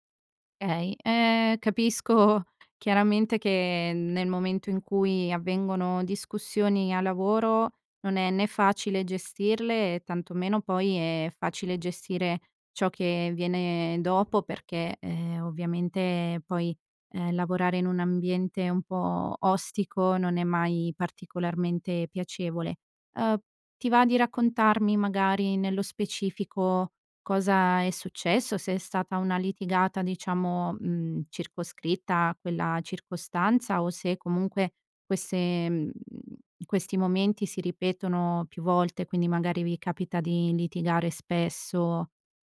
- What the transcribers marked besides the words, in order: "Okay" said as "ei"
- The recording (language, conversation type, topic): Italian, advice, Come posso gestire le critiche costanti di un collega che stanno mettendo a rischio la collaborazione?